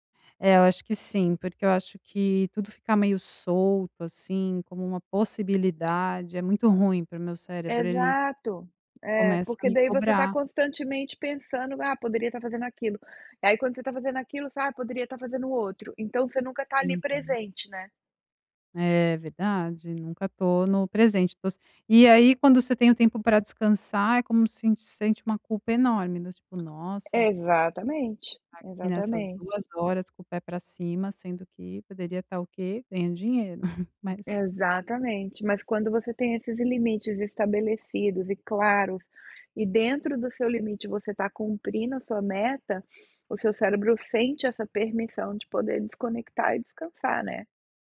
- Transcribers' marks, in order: tapping; chuckle; other background noise; sniff
- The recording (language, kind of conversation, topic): Portuguese, advice, Como descrever a exaustão crônica e a dificuldade de desconectar do trabalho?
- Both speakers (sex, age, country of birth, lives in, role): female, 45-49, Brazil, Italy, user; female, 45-49, Brazil, United States, advisor